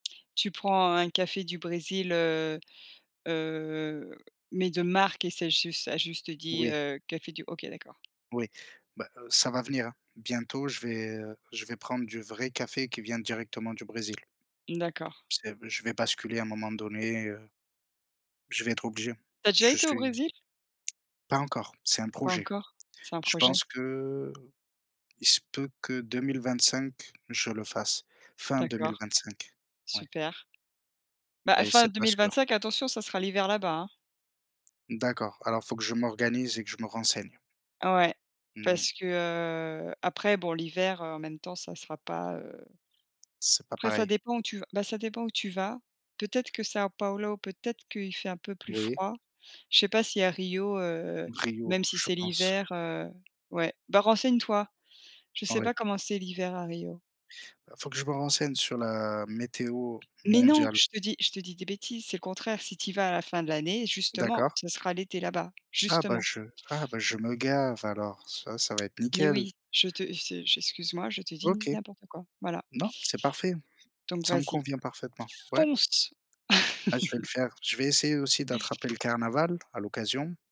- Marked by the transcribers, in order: drawn out: "heu"; put-on voice: "Sao Paulo"; tapping; other background noise; chuckle
- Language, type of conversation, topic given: French, unstructured, Préférez-vous le café ou le thé pour commencer votre journée ?